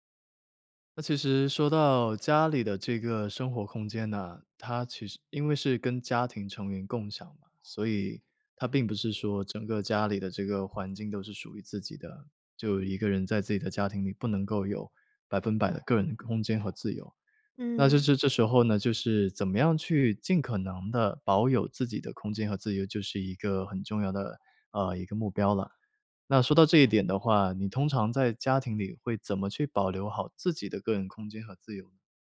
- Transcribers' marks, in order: none
- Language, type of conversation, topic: Chinese, podcast, 如何在家庭中保留个人空间和自由？